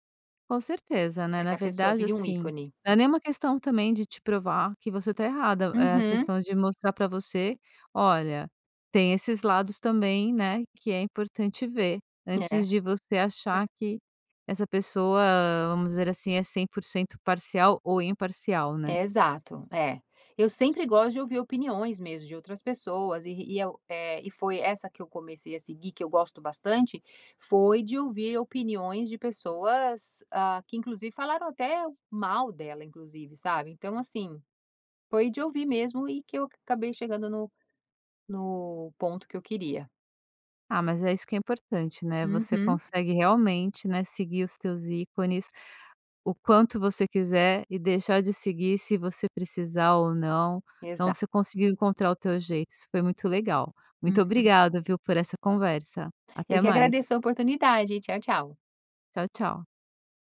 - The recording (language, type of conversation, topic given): Portuguese, podcast, Como seguir um ícone sem perder sua identidade?
- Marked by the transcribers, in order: other background noise; unintelligible speech